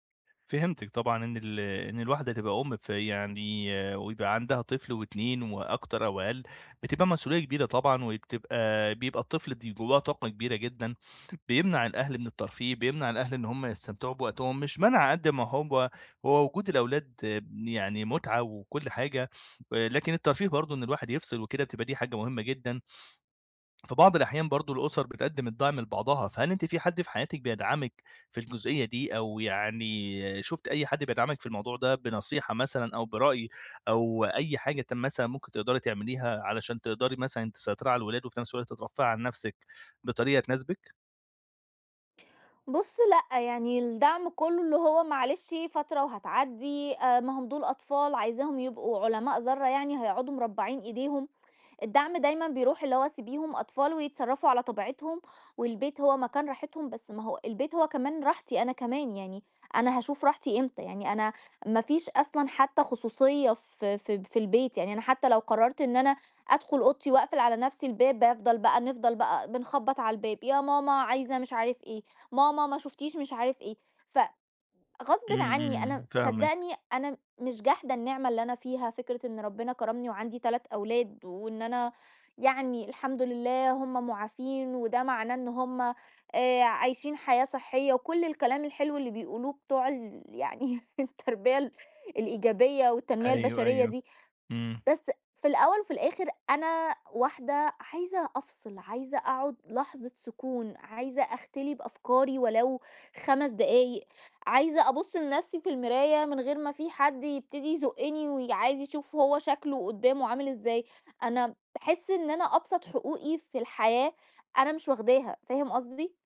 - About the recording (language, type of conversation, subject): Arabic, advice, ليه مش بعرف أركز وأنا بتفرّج على أفلام أو بستمتع بوقتي في البيت؟
- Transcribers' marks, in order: tapping; laugh